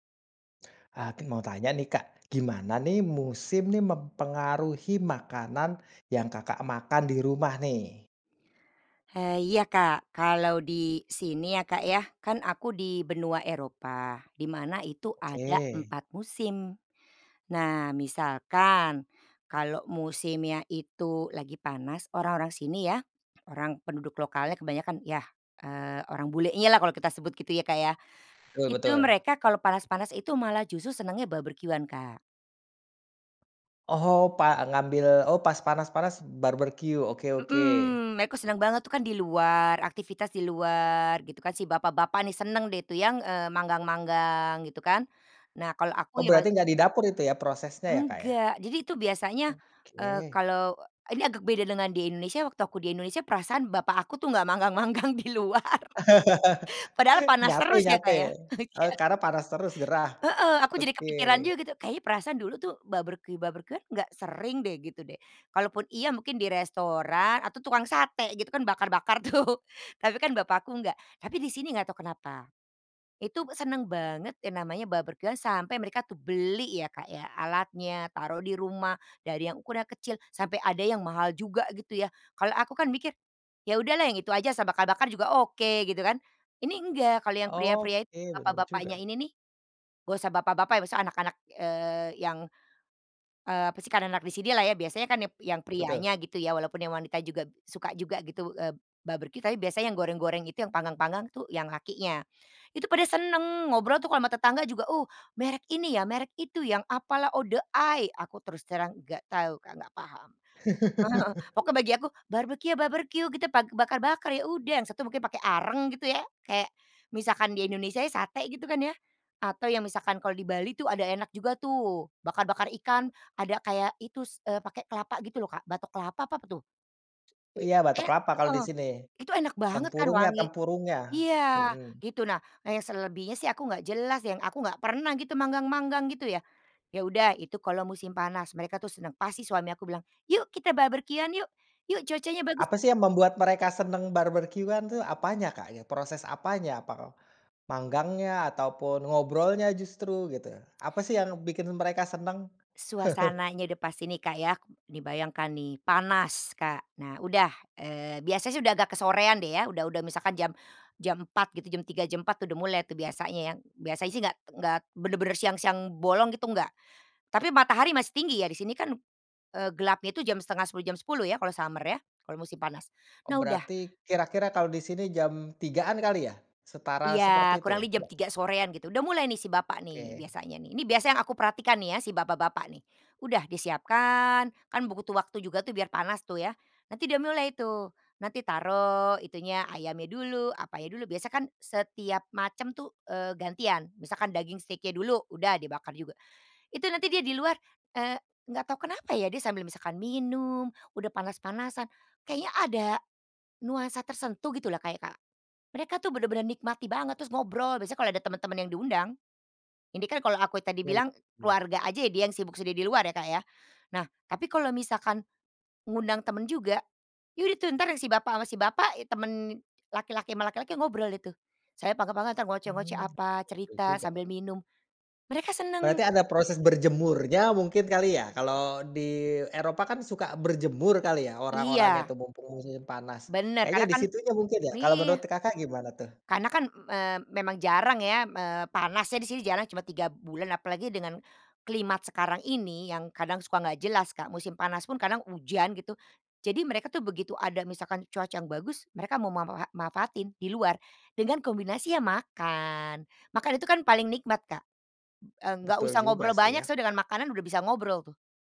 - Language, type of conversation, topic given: Indonesian, podcast, Bagaimana musim memengaruhi makanan dan hasil panen di rumahmu?
- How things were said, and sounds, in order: other background noise; "justru" said as "jusu"; laughing while speaking: "manggang-manggang di luar"; laugh; laughing while speaking: "Iya"; laughing while speaking: "tuh"; stressed: "banget"; stressed: "beli"; chuckle; tapping; chuckle; in English: "summer"; drawn out: "disiapkan"; "butuh" said as "bugutu"; in English: "climate"